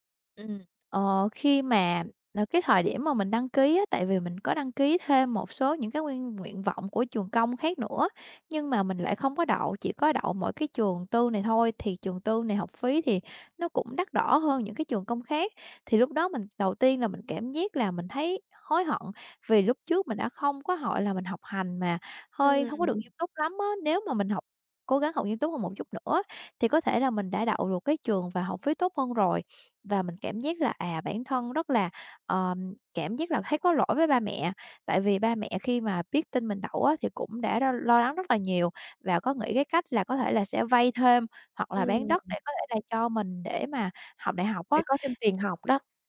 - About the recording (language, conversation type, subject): Vietnamese, podcast, Bạn có thể kể về quyết định nào khiến bạn hối tiếc nhất không?
- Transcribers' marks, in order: tapping; other background noise